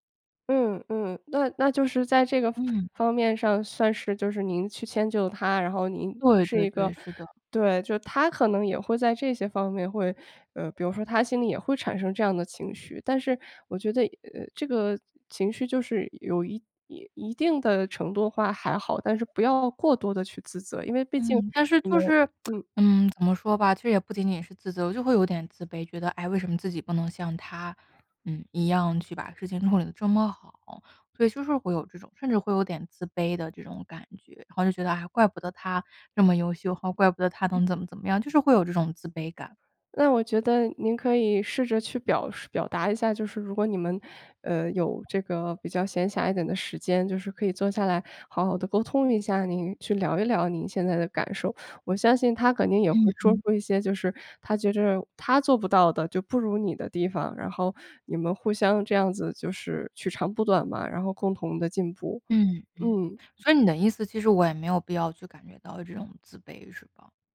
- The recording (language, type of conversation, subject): Chinese, advice, 当伴侣指出我的缺点让我陷入自责时，我该怎么办？
- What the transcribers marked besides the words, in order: other background noise; tsk